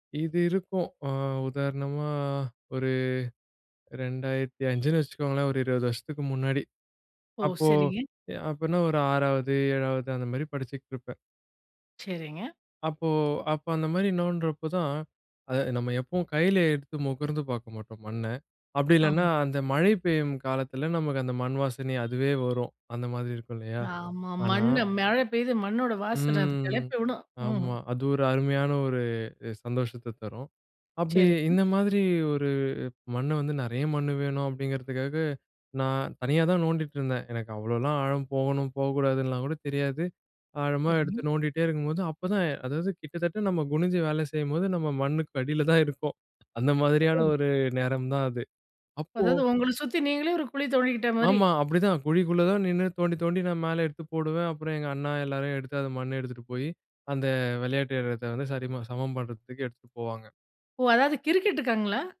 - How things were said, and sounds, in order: tapping; other street noise; drawn out: "ம்"; other noise
- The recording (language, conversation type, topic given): Tamil, podcast, மண்ணின் வாசனை உங்களுக்கு எப்போதும் ஒரே மாதிரி நினைவுகளைத் தூண்டுமா?